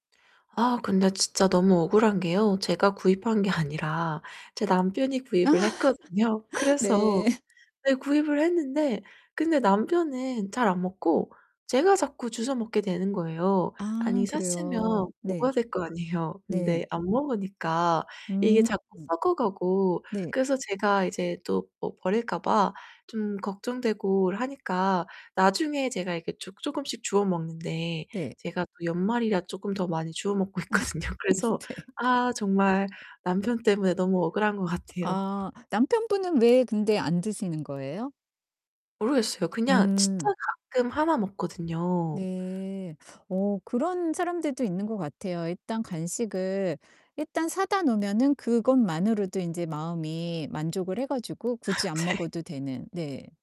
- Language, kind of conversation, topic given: Korean, advice, 요즘 간식 유혹이 자주 느껴져서 참기 힘든데, 어떻게 관리를 시작하면 좋을까요?
- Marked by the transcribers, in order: laughing while speaking: "아니라"; laugh; laughing while speaking: "했거든요. 그래서"; tapping; static; laughing while speaking: "아니에요"; laughing while speaking: "있거든요"; laugh; laughing while speaking: "네"; laugh; laugh; laughing while speaking: "아 네"